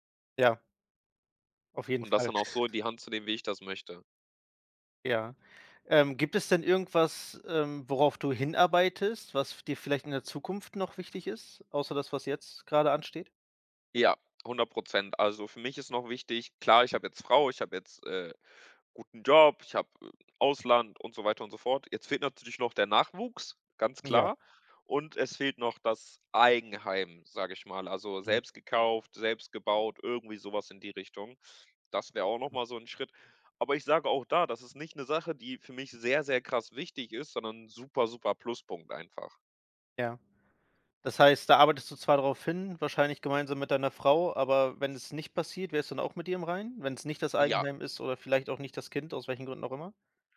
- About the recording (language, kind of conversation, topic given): German, podcast, Wie findest du heraus, was dir im Leben wirklich wichtig ist?
- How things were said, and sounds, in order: other background noise; tapping; unintelligible speech